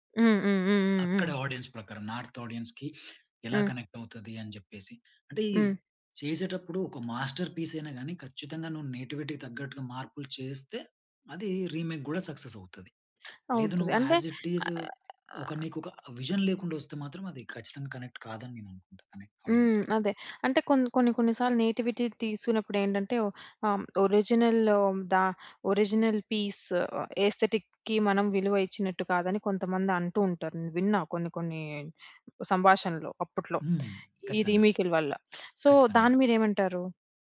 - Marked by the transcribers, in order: in English: "ఆడియన్స్"; in English: "నార్త్ ఆడియన్స్‌కి"; in English: "కనెక్ట్"; in English: "మాస్టర్ పీస్"; in English: "నేటివిటీకి"; in English: "రీమేక్"; in English: "సక్సెస్"; tapping; in English: "ఆస్ ఇట్ ఈజ్"; in English: "విజన్"; other background noise; in English: "కనెక్ట్"; in English: "ఆడియన్స్‌కి"; in English: "నేటివిటీ"; in English: "ఒరిజినల్"; in English: "ఒరిజినల్ పీస్ ఎస్థెటిక్‌కి"; lip smack; in English: "రీ‌మి‌క్‌ల"; in English: "సో"
- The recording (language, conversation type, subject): Telugu, podcast, రిమేక్‌లు, ఒరిజినల్‌ల గురించి మీ ప్రధాన అభిప్రాయం ఏమిటి?